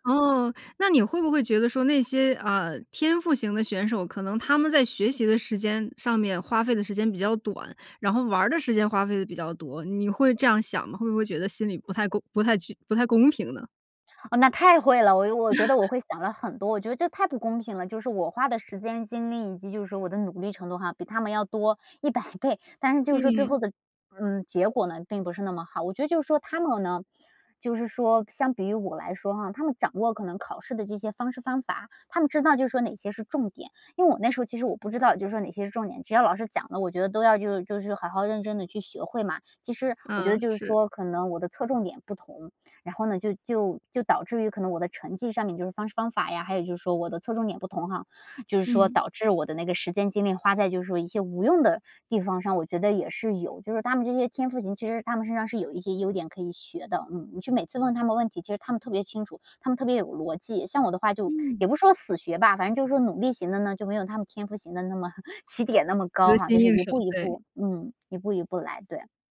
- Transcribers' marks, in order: laugh; other background noise; joyful: "那么 起点那么高哈"
- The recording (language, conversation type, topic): Chinese, podcast, 你觉得学习和玩耍怎么搭配最合适?